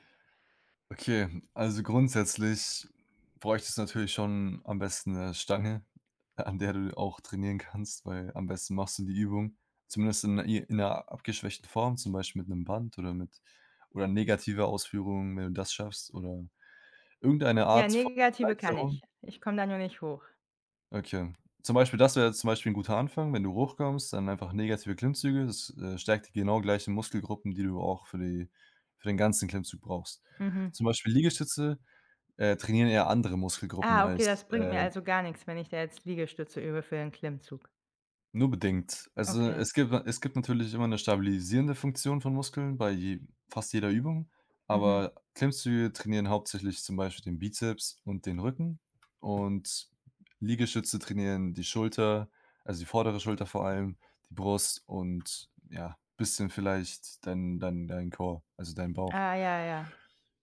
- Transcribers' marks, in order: in English: "Core"
- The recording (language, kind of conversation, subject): German, advice, Wie kann ich passende Trainingsziele und einen Trainingsplan auswählen, wenn ich unsicher bin?